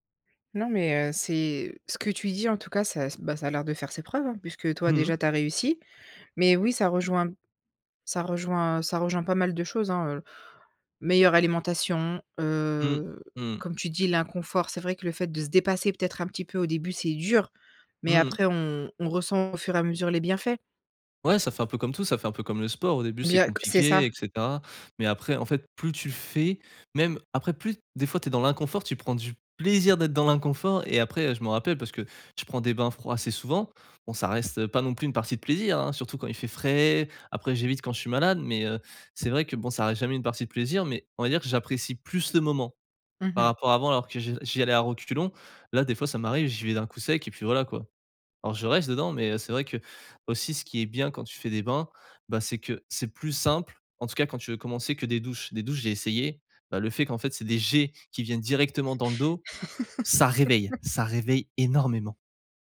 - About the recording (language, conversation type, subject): French, podcast, Comment éviter de scroller sans fin le soir ?
- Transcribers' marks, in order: tapping; laugh; stressed: "ça réveille"